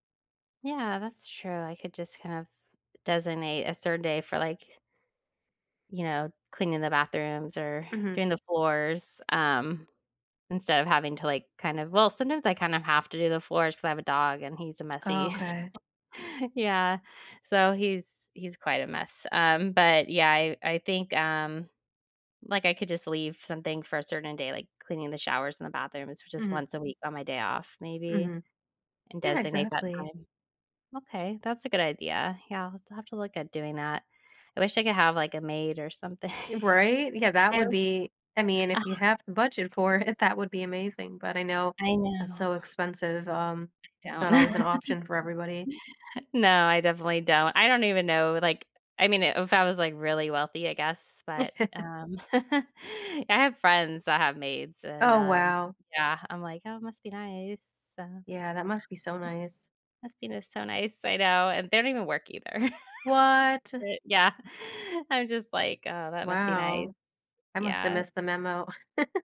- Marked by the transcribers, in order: other background noise; tapping; chuckle; background speech; laughing while speaking: "something"; laughing while speaking: "Oh"; laughing while speaking: "it"; chuckle; chuckle; chuckle; drawn out: "What?"; laugh; chuckle
- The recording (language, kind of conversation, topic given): English, advice, How can I manage stress from daily responsibilities?